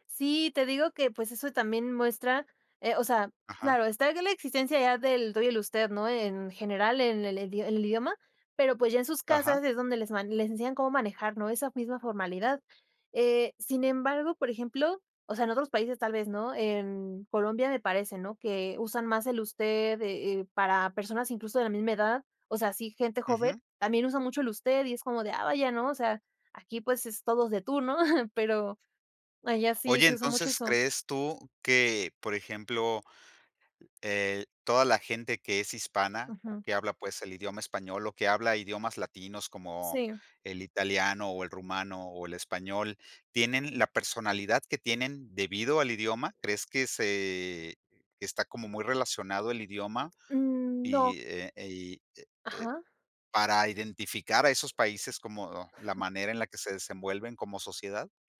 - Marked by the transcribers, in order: tapping; chuckle; other background noise; other noise; chuckle
- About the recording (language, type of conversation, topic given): Spanish, podcast, ¿Qué papel juega el idioma en tu identidad?